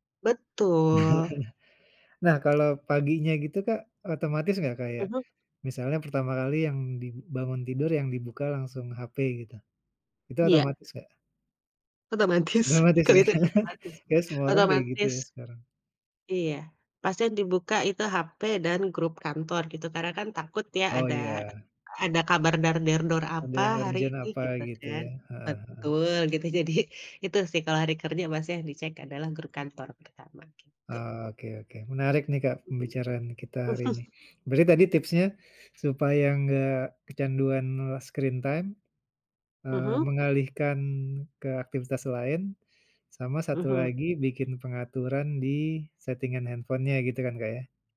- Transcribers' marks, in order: chuckle; tapping; laughing while speaking: "Otomatis, kelihatan otomatis"; laughing while speaking: "ya"; chuckle; in English: "screen time"
- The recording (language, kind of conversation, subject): Indonesian, podcast, Bagaimana kamu mengatur waktu layar agar tidak kecanduan?